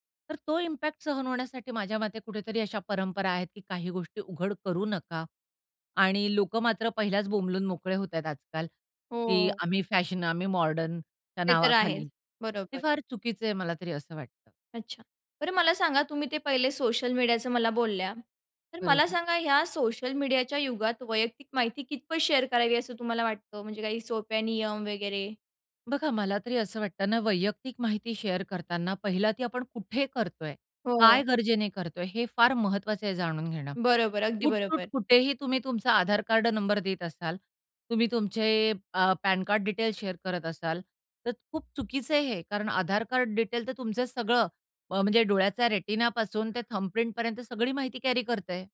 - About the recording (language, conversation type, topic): Marathi, podcast, त्यांची खाजगी मोकळीक आणि सार्वजनिक आयुष्य यांच्यात संतुलन कसं असावं?
- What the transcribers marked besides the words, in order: in English: "इम्पॅक्ट"; in English: "शेअर"; in English: "शेअर"; other noise; in English: "शेअर"; in English: "रेटिनापासून"; in English: "कॅरी"